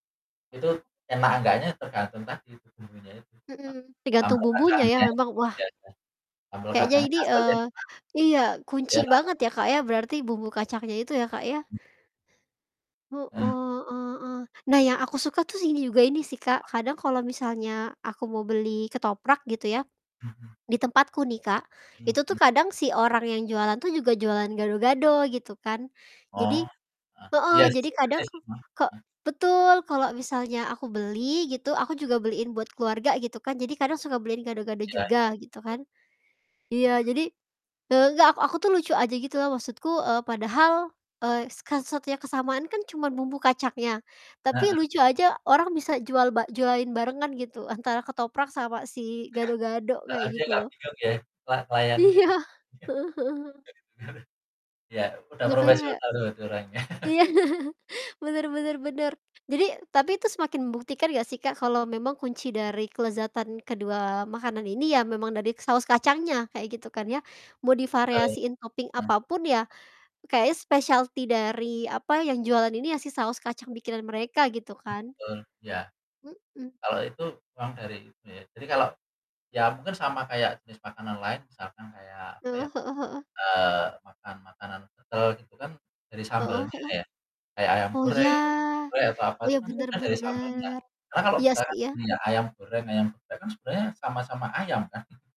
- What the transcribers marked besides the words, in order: other background noise; static; distorted speech; background speech; unintelligible speech; swallow; laughing while speaking: "Iya"; unintelligible speech; "Makanya" said as "Yakanya"; laughing while speaking: "Iya"; chuckle; in English: "topping"; in English: "specialty"
- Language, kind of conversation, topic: Indonesian, unstructured, Makanan apa yang selalu bisa membuatmu bahagia?